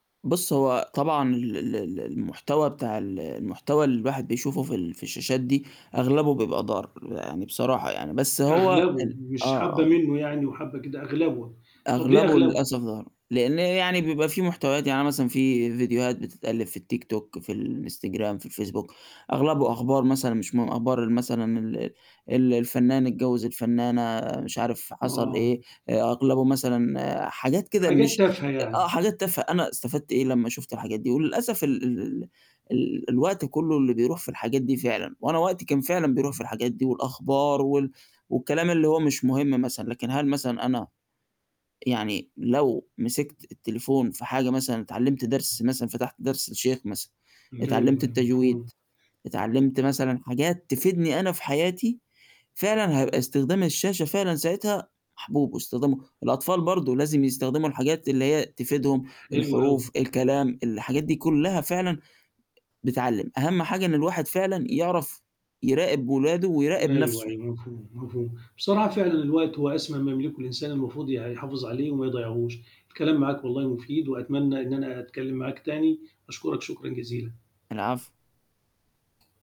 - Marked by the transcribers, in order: static; tapping
- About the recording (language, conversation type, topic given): Arabic, podcast, إزاي بتتعاملوا مع وقت الشاشات واستخدام الأجهزة؟